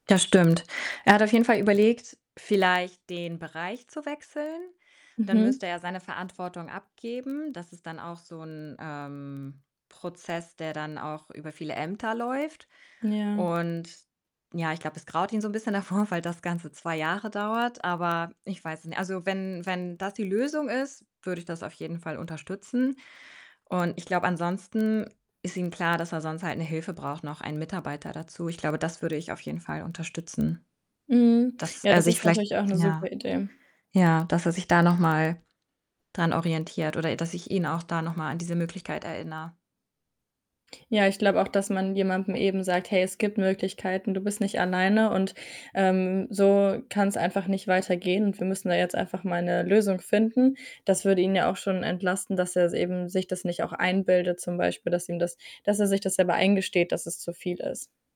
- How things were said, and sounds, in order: distorted speech; other background noise; static; laughing while speaking: "davor"
- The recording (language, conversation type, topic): German, advice, Wie kann ich mit Überarbeitung und einem drohenden Burnout durch lange Startup-Phasen umgehen?